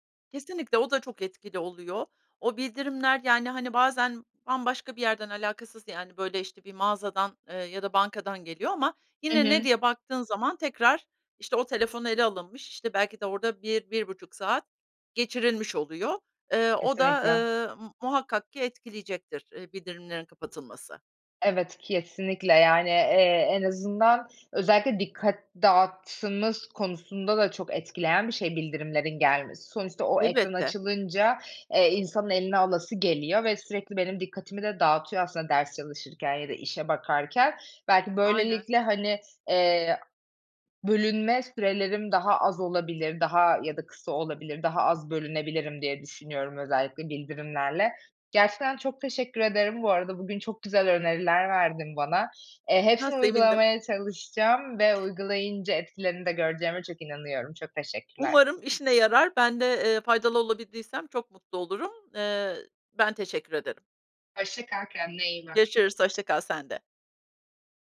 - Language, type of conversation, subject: Turkish, advice, Sosyal medya ve telefon yüzünden dikkatimin sürekli dağılmasını nasıl önleyebilirim?
- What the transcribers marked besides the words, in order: other background noise